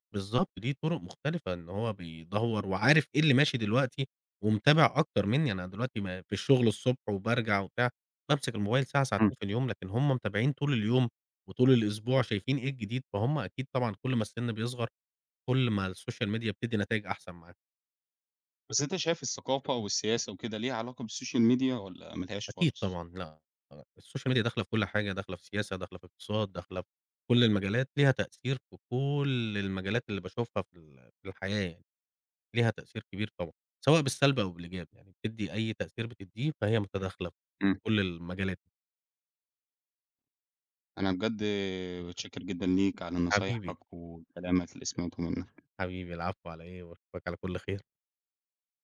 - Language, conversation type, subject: Arabic, podcast, إزاي السوشيال ميديا غيّرت طريقتك في اكتشاف حاجات جديدة؟
- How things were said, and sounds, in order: in English: "الSocial Media"; in English: "بالSocial Media"; in English: "الSocial Media"; tapping